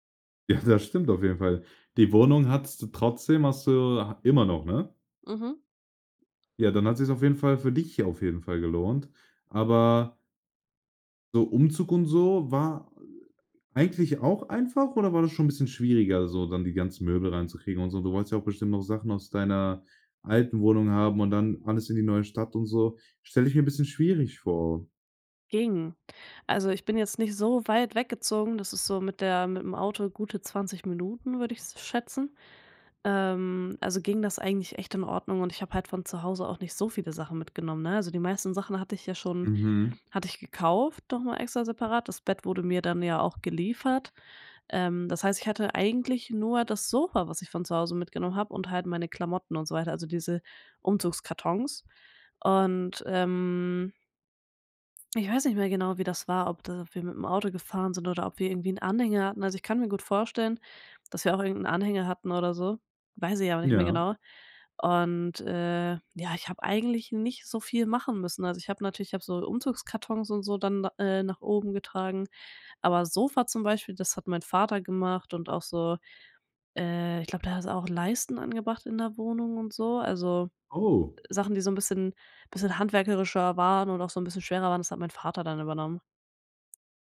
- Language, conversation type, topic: German, podcast, Wann hast du zum ersten Mal alleine gewohnt und wie war das?
- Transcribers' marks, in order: other background noise; drawn out: "ähm"; surprised: "Oh"; "handwerklicher" said as "handwerkerischer"